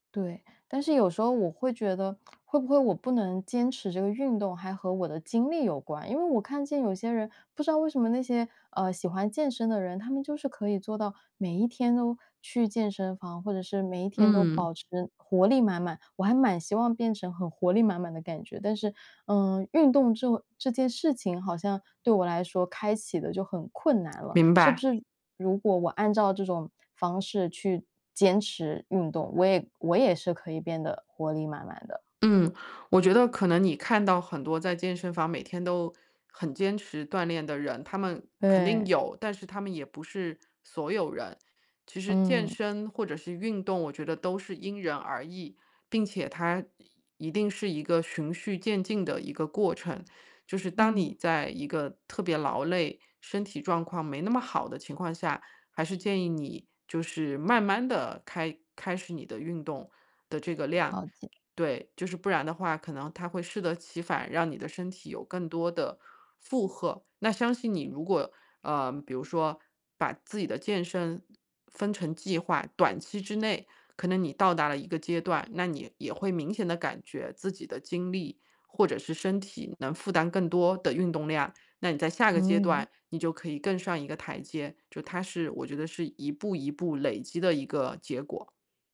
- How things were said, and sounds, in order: other noise; other background noise
- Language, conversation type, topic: Chinese, advice, 你为什么难以坚持锻炼？